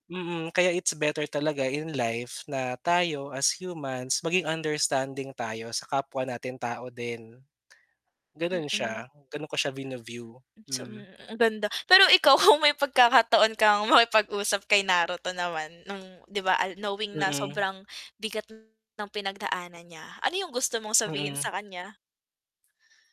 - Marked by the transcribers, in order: tapping; static; distorted speech; other background noise; laughing while speaking: "kung"; laughing while speaking: "makipag-usap"
- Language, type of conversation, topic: Filipino, podcast, Anong pelikula ang talagang tumatak sa’yo, at bakit?
- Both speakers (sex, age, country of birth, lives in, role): female, 20-24, Philippines, Philippines, host; male, 25-29, Philippines, Philippines, guest